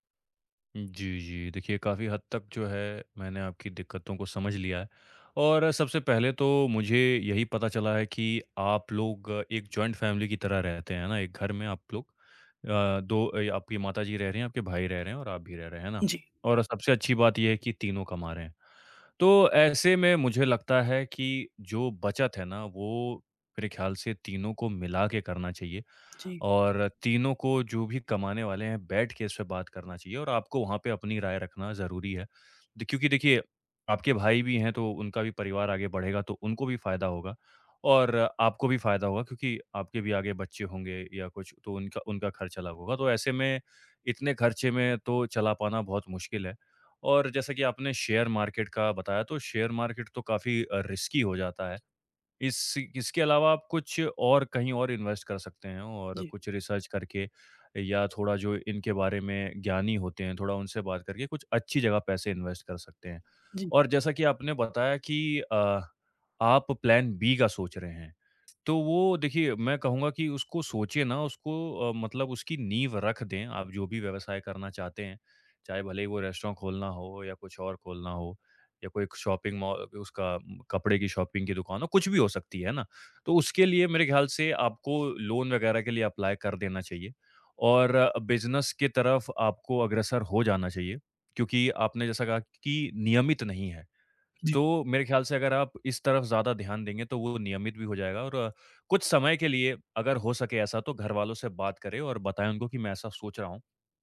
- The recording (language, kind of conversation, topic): Hindi, advice, आय में उतार-चढ़ाव आपके मासिक खर्चों को कैसे प्रभावित करता है?
- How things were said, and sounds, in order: in English: "जॉइंट फ़ैमिली"; tapping; in English: "शेयर मार्केट"; in English: "शेयर मार्केट"; in English: "रिस्की"; in English: "इन्वेस्ट"; in English: "रीसर्च"; in English: "इन्वेस्ट"; in English: "प्लान बी"; in English: "रेस्टोरेंट"; in English: "शॉपिंग"; in English: "शॉपिंग"; in English: "लोन"; in English: "अप्लाई"; in English: "बिज़नेस"